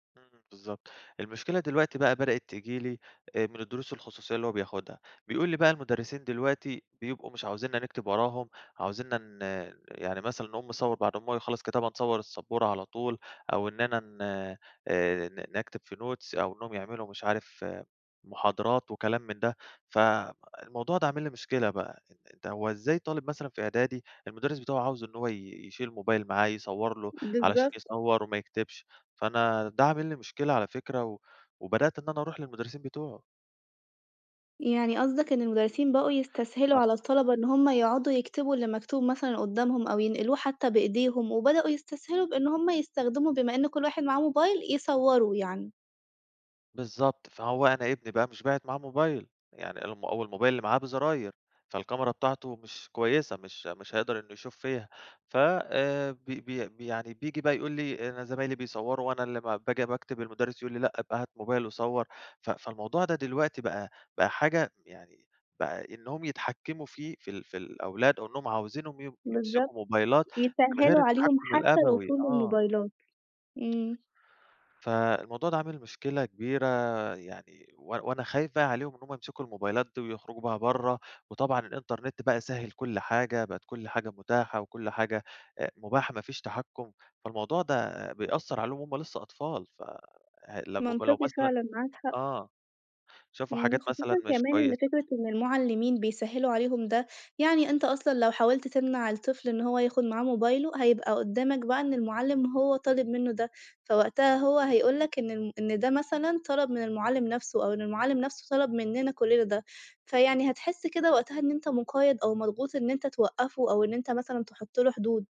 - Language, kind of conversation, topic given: Arabic, podcast, إزاي نحط حدود لاستخدام الشاشات عند الأولاد؟
- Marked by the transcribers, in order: in English: "notes"; tsk